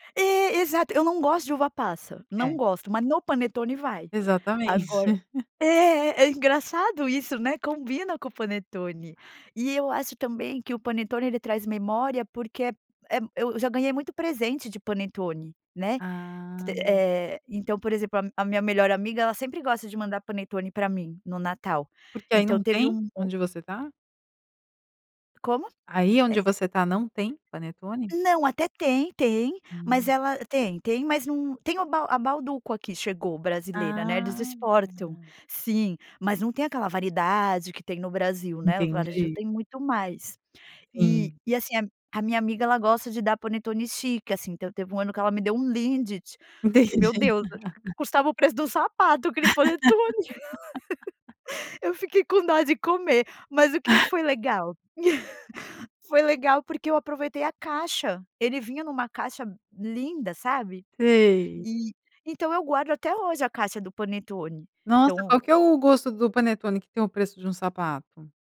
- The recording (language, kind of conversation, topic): Portuguese, podcast, Tem alguma comida tradicional que traz memórias fortes pra você?
- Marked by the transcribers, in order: giggle; unintelligible speech; laugh; laugh; laugh